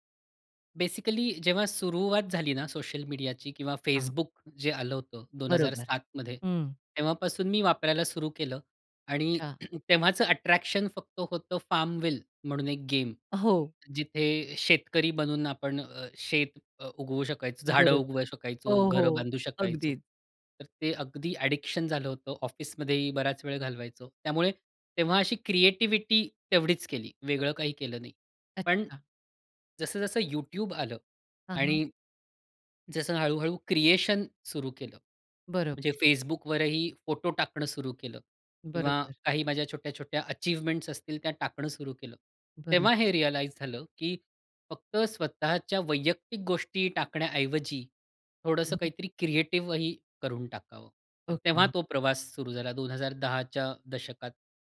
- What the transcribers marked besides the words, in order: in English: "बेसिकली"; throat clearing; in English: "अट्रॅक्शन"; in English: "ॲडिक्शन"; swallow; in English: "अचीवमेंट्स"; in English: "रियलाइज"; other background noise
- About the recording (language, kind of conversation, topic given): Marathi, podcast, सोशल मीडियामुळे तुमचा सर्जनशील प्रवास कसा बदलला?